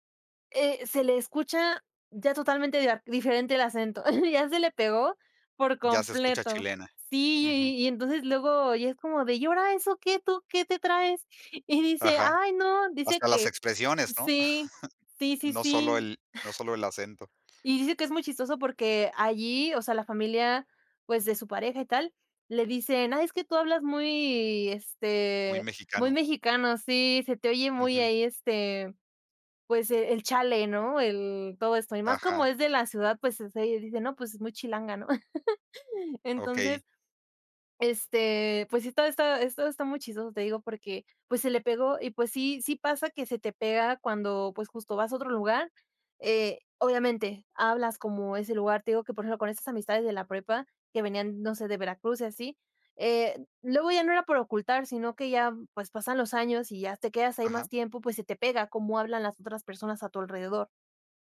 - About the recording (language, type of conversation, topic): Spanish, podcast, ¿Qué papel juega el idioma en tu identidad?
- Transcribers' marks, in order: chuckle; chuckle; chuckle